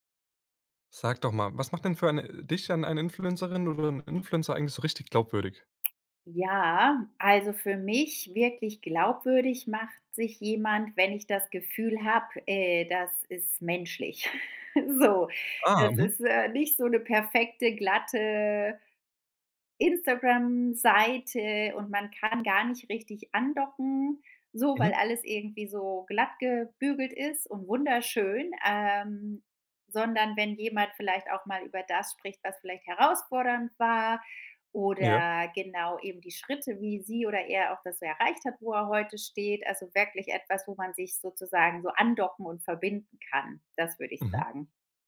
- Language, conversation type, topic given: German, podcast, Was macht für dich eine Influencerin oder einen Influencer glaubwürdig?
- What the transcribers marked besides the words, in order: other background noise; chuckle; laughing while speaking: "So"